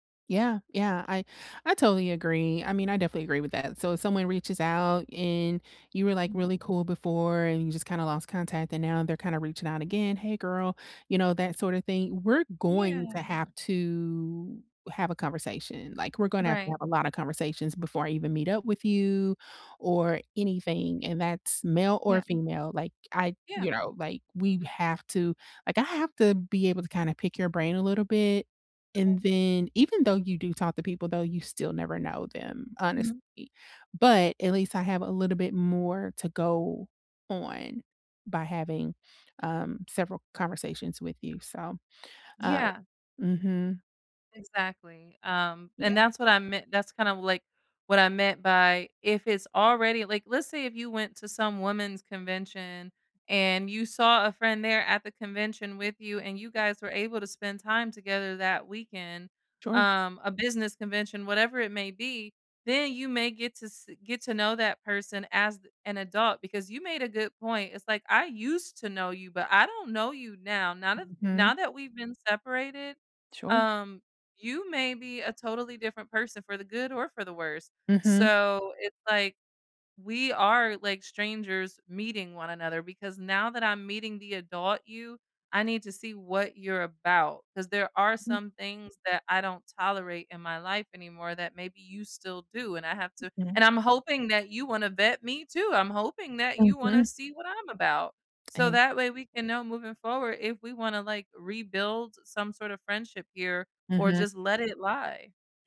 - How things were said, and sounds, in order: tapping; drawn out: "to"; background speech; stressed: "used"; other background noise
- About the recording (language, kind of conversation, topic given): English, unstructured, How should I handle old friendships resurfacing after long breaks?